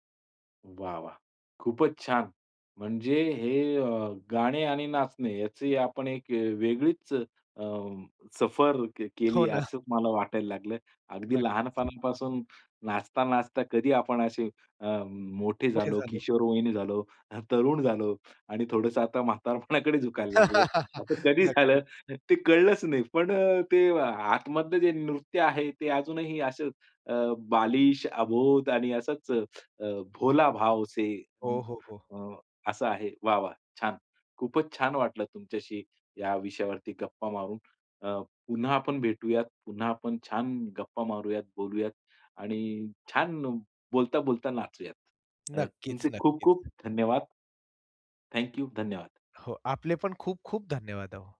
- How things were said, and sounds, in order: tapping; other background noise; laughing while speaking: "म्हातारपणाकडे झुकायला लागलोय. असं कधी झालं"; giggle; in Hindi: "भोला भाव से"
- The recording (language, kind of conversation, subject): Marathi, podcast, नाचायला लावणारं एखादं जुने गाणं कोणतं आहे?